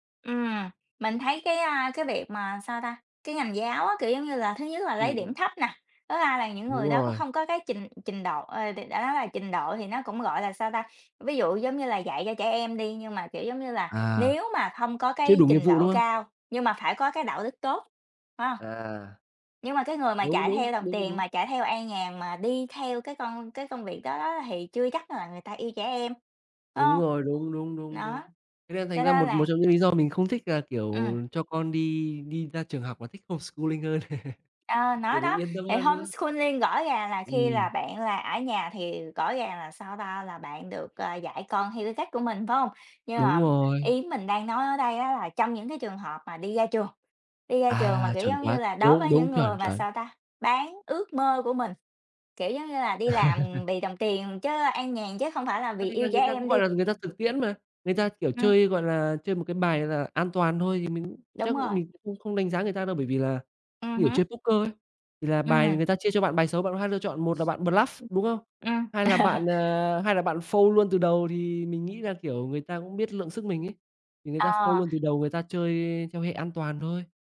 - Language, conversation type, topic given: Vietnamese, unstructured, Bạn có từng cảm thấy ghê tởm khi ai đó từ bỏ ước mơ chỉ vì tiền không?
- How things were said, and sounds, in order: other background noise; tapping; in English: "homeschooling"; chuckle; in English: "homeschooling"; chuckle; in English: "bluff"; chuckle; in English: "fold"; in English: "fold"